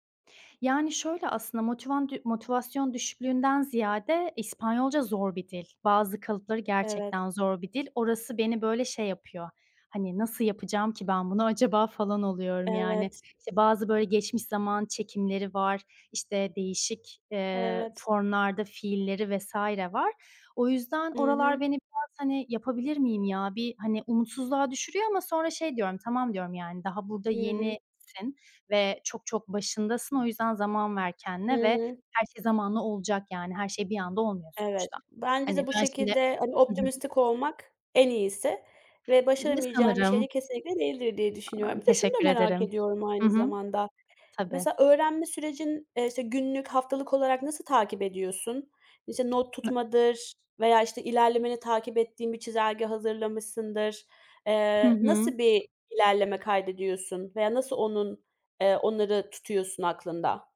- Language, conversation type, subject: Turkish, podcast, Kendini öğrenmeye nasıl motive ediyorsun?
- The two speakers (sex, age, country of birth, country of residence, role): female, 25-29, Turkey, Germany, host; female, 30-34, Turkey, Spain, guest
- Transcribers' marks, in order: inhale; inhale; unintelligible speech